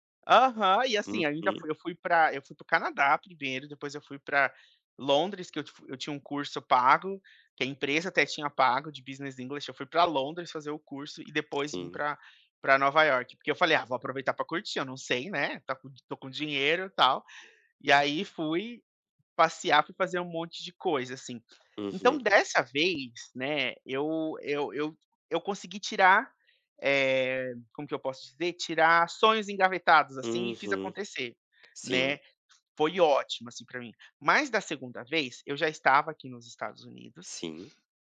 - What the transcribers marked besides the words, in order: in English: "business english"; other background noise; tapping
- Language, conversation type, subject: Portuguese, advice, Como posso lidar com a perda inesperada do emprego e replanejar minha vida?